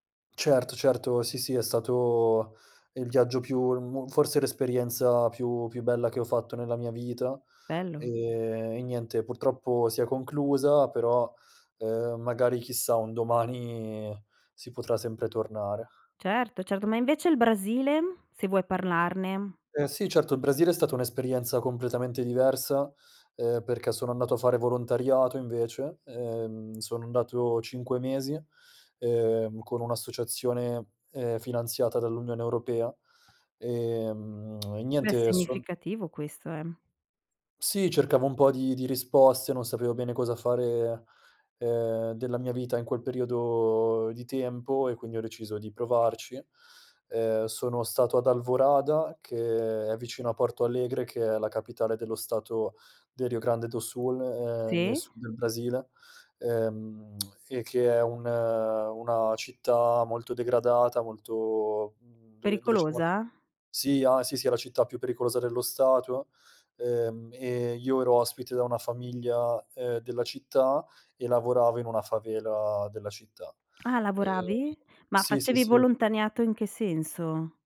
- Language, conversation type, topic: Italian, podcast, Come è cambiata la tua identità vivendo in posti diversi?
- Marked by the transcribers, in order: tapping; other background noise; "Sul" said as "Sun"; "volontariato" said as "volontaniato"